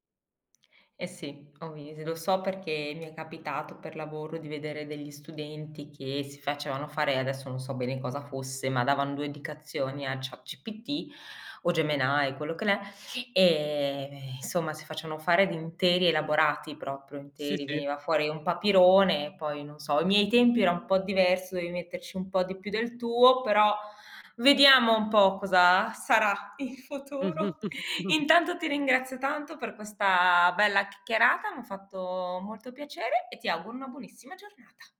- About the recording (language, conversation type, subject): Italian, podcast, Che consigli daresti a chi ha paura di provare nuove tecnologie?
- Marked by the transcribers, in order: unintelligible speech; "insomma" said as "nsomma"; laughing while speaking: "futuro"; chuckle